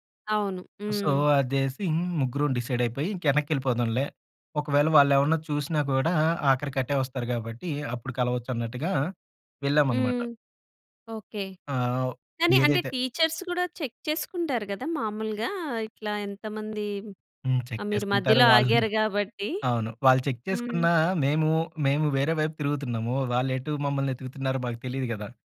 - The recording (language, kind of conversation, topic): Telugu, podcast, ప్రయాణంలో తప్పిపోయి మళ్లీ దారి కనిపెట్టిన క్షణం మీకు ఎలా అనిపించింది?
- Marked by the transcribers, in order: in English: "సో"; in English: "డిసైడ్"; in English: "టీచర్స్"; in English: "చెక్"; in English: "చెక్"; giggle; in English: "చెక్"